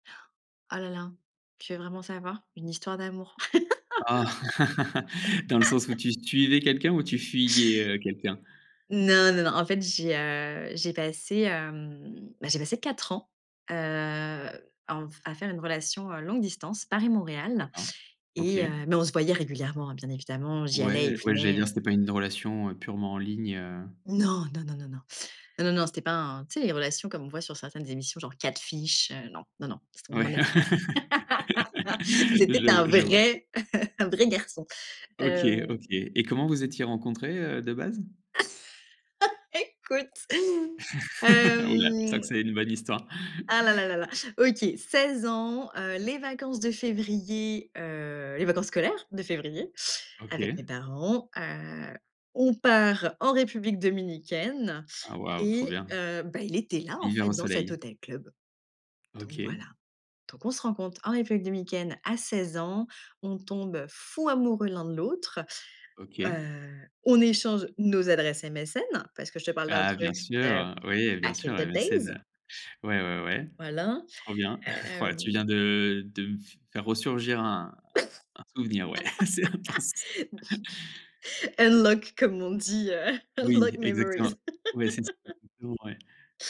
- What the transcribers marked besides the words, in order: laugh; laugh; tapping; laugh; stressed: "vrai"; laugh; laugh; laughing while speaking: "Écoute"; laugh; drawn out: "hem"; chuckle; put-on voice: "back in the days"; in English: "back in the days"; laugh; other background noise; laugh; put-on voice: "Unlock"; in English: "Unlock"; chuckle; laughing while speaking: "c'est intense"; chuckle; put-on voice: "unlock memories"; in English: "unlock memories"; laugh; unintelligible speech
- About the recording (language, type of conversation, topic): French, podcast, Quel choix a défini la personne que tu es aujourd’hui ?